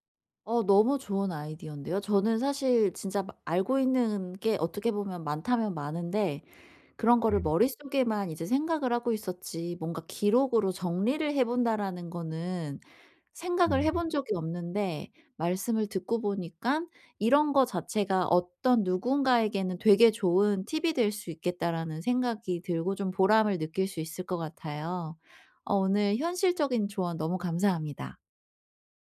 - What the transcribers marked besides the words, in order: none
- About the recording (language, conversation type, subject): Korean, advice, 왜 저는 물건에 감정적으로 집착하게 될까요?